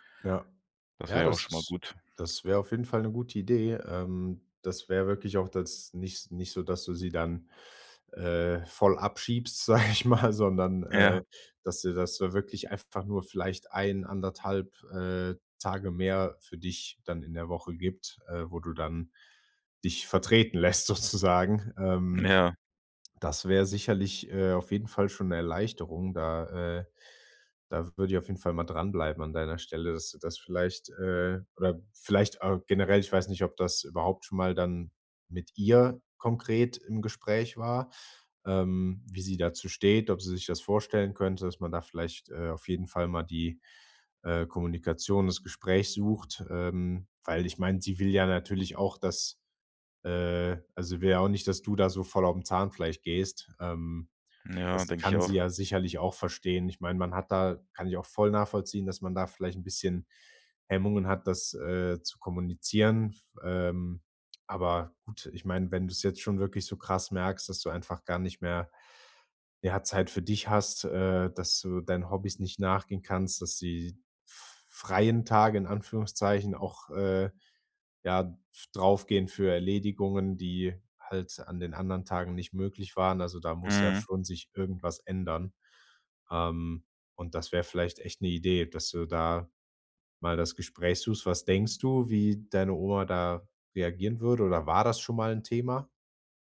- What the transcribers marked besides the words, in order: laughing while speaking: "sag ich mal"; laughing while speaking: "sozusagen"
- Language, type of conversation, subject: German, advice, Wie kann ich nach der Trennung gesunde Grenzen setzen und Selbstfürsorge in meinen Alltag integrieren?
- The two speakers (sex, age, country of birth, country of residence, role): male, 25-29, Germany, Germany, advisor; male, 25-29, Germany, Germany, user